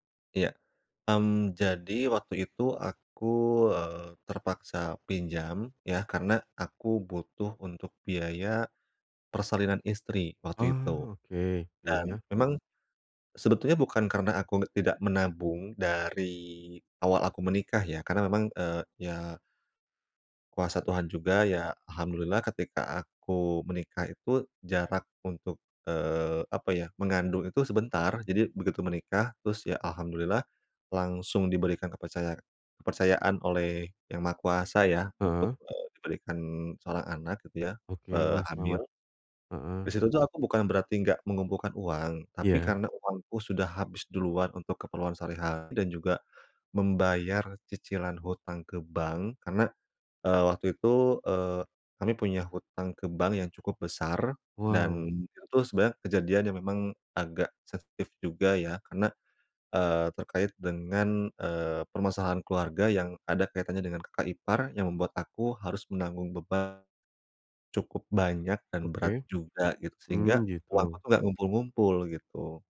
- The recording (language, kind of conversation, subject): Indonesian, advice, Bagaimana saya bisa meminta maaf dan membangun kembali kepercayaan?
- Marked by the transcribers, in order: none